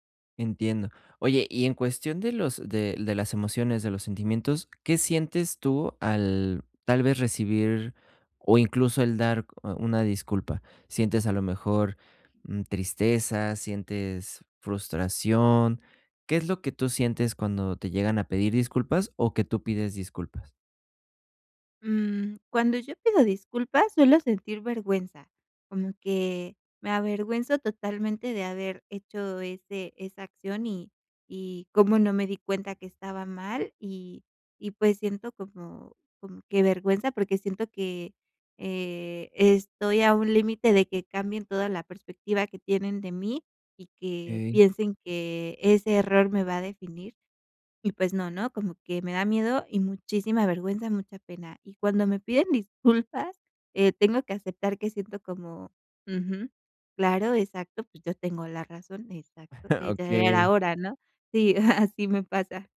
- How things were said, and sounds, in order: chuckle; laughing while speaking: "así"
- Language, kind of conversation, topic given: Spanish, advice, ¿Cómo puedo pedir disculpas con autenticidad sin sonar falso ni defensivo?